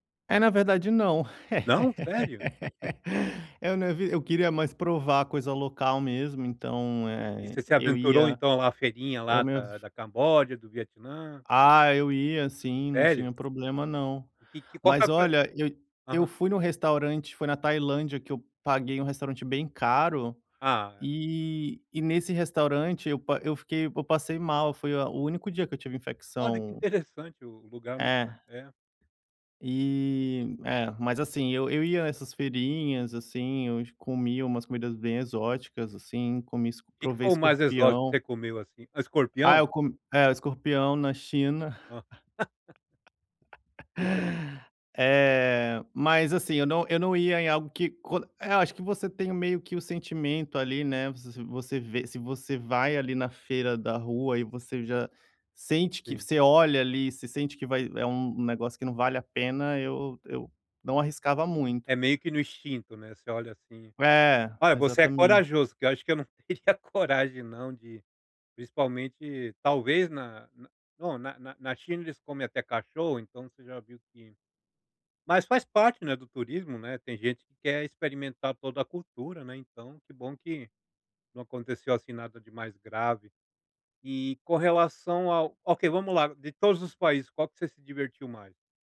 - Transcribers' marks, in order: laugh; chuckle; tapping; laugh; unintelligible speech; laughing while speaking: "teria coragem"
- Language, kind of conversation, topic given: Portuguese, podcast, Que dica prática você daria para quem quer viajar sozinho?